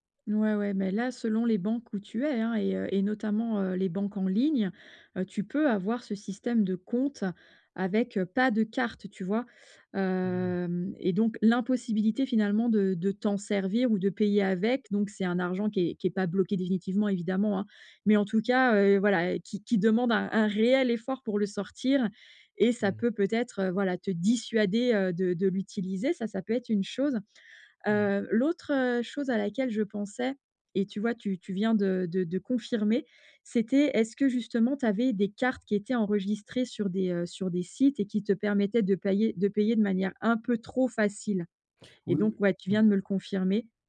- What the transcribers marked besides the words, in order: stressed: "pas"; drawn out: "Hem"; stressed: "trop"
- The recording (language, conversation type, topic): French, advice, Comment puis-je équilibrer mon épargne et mes dépenses chaque mois ?